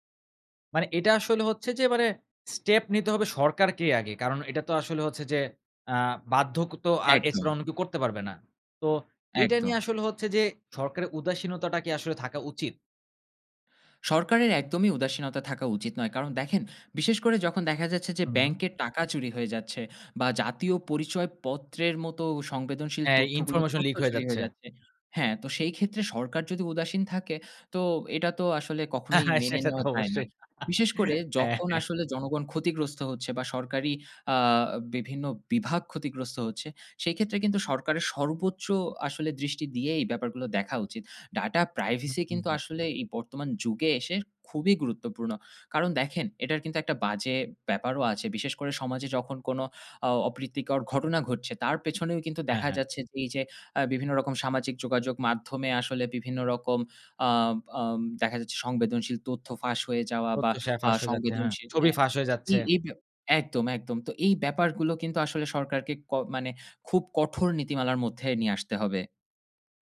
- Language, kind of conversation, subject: Bengali, podcast, ডাটা প্রাইভেসি নিয়ে আপনি কী কী সতর্কতা নেন?
- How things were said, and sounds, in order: "বাধ্যগত" said as "বাধ্যকোতো"; laughing while speaking: "সেটা তো অবশ্যই"; tapping